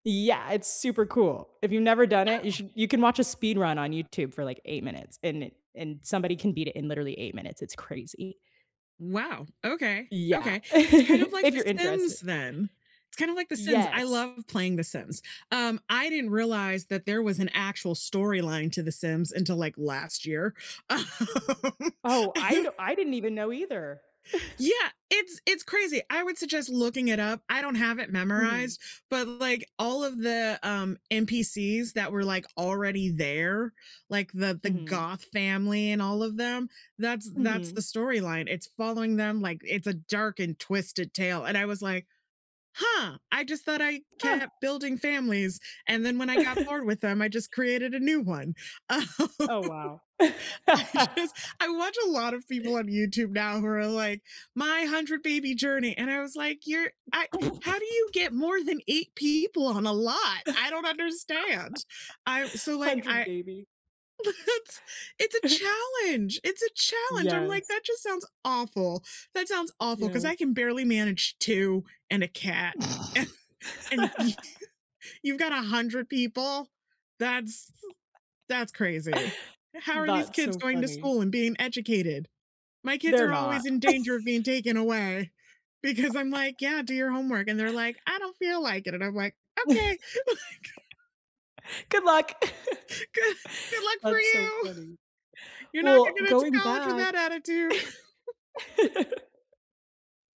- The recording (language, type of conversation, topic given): English, unstructured, How do you like to recharge with friends so you both feel balanced and connected?
- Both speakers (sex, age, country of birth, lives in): female, 25-29, United States, United States; female, 35-39, United States, United States
- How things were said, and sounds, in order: unintelligible speech; chuckle; laughing while speaking: "Um, you"; chuckle; other background noise; chuckle; laughing while speaking: "Um, I just"; laugh; laugh; laugh; laughing while speaking: "It's"; chuckle; laugh; chuckle; laughing while speaking: "you"; laugh; chuckle; laugh; put-on voice: "I don't feel like it"; chuckle; tapping; laughing while speaking: "Like"; laugh; laughing while speaking: "good"; laugh